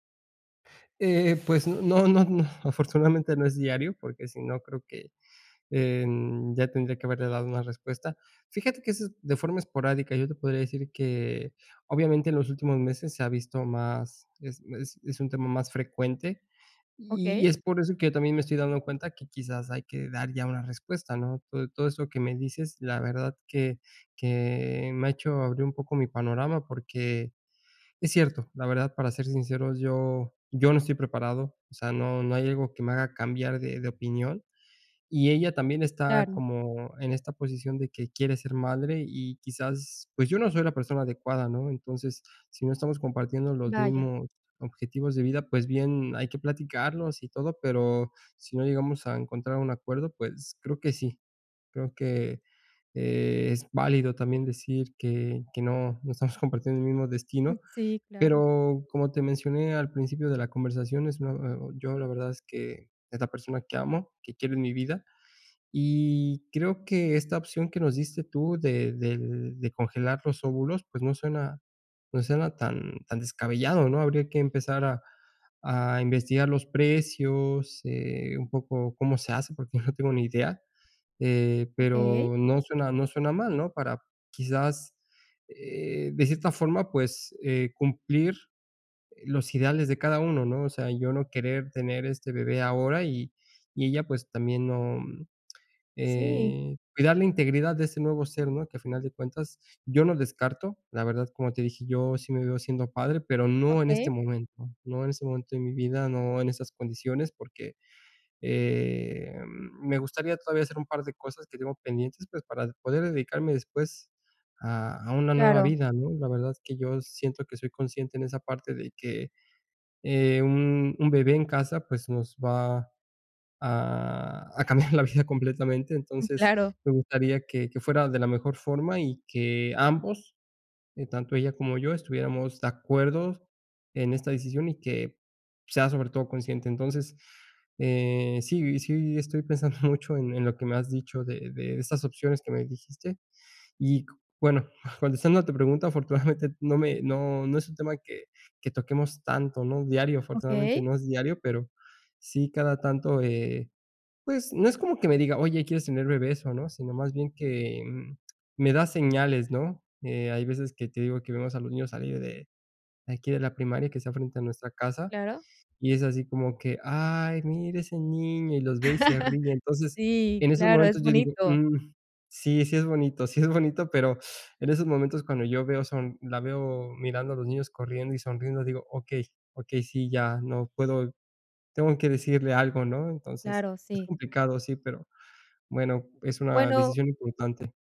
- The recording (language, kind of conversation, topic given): Spanish, advice, ¿Cómo podemos alinear nuestras metas de vida y prioridades como pareja?
- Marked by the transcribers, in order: lip smack; lip smack; laugh; tapping